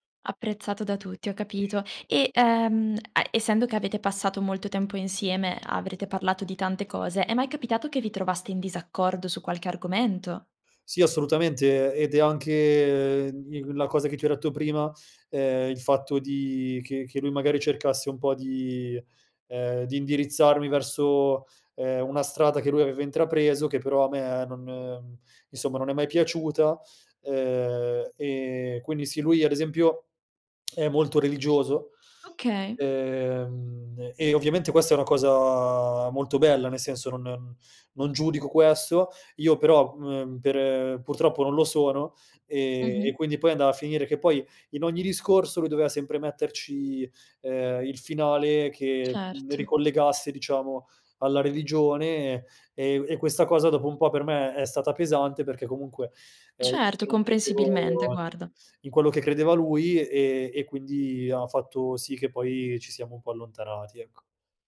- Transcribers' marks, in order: other background noise; tongue click
- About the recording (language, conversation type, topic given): Italian, podcast, Quale mentore ha avuto il maggiore impatto sulla tua carriera?